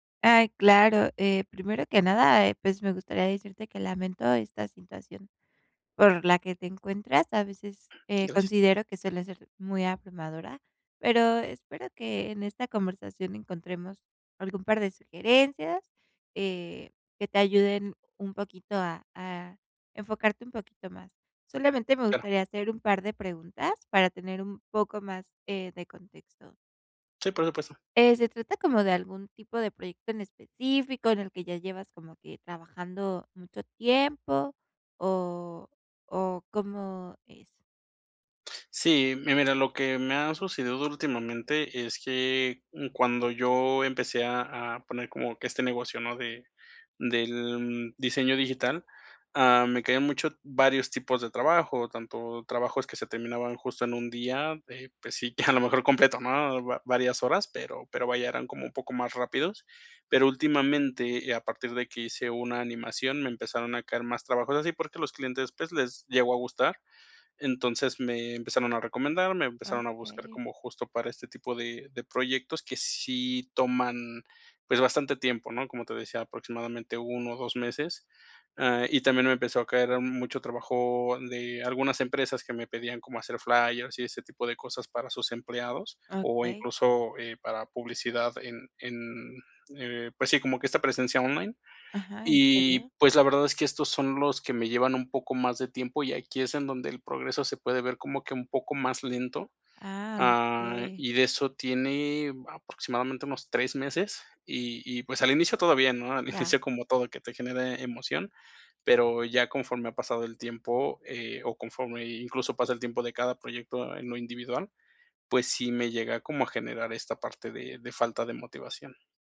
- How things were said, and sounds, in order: other background noise; laughing while speaking: "que a lo mejor completo"; laughing while speaking: "Al inicio"
- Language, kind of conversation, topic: Spanish, advice, ¿Cómo puedo mantenerme motivado cuando mi progreso se estanca?